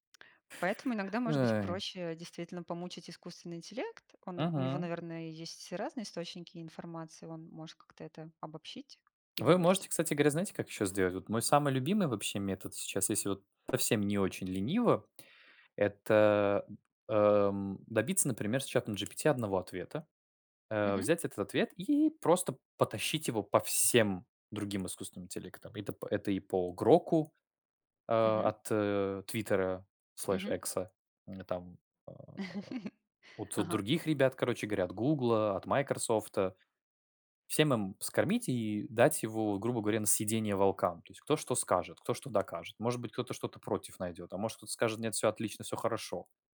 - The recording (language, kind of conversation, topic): Russian, unstructured, Как технологии изменили ваш подход к обучению и саморазвитию?
- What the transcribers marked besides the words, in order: tapping; laugh